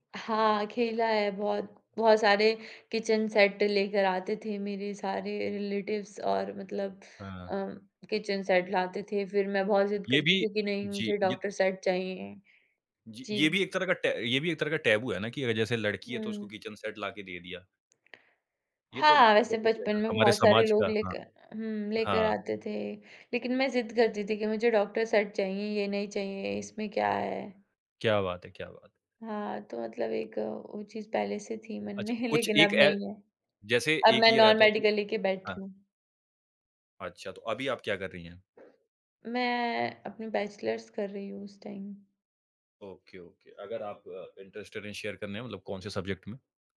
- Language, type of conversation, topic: Hindi, podcast, आपके बचपन के परिवार का माहौल कैसा था?
- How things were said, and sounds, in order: in English: "किचन सेट"; in English: "रिलेटिव्स"; in English: "किचन सेट"; in English: "सेट"; in English: "टैबु"; in English: "किचन सेट"; tapping; in English: "बेसिक"; in English: "सेट"; laughing while speaking: "में"; in English: "नॉन-मेडिकल"; in English: "बैचलर्स"; in English: "टाइम"; in English: "ओके, ओके"; in English: "इंटरेस्टेड"; in English: "शेयर"; in English: "सब्जेक्ट"